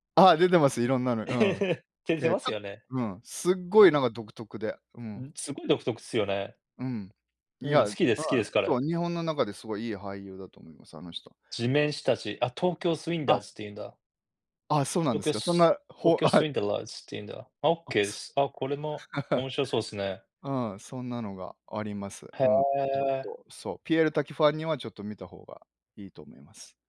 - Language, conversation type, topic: Japanese, unstructured, 最近見た映画で、特に印象に残った作品は何ですか？
- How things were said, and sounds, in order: laugh; "出て" said as "てて"; put-on voice: "Lucas、Lucas Swindlers"; laugh; unintelligible speech; laugh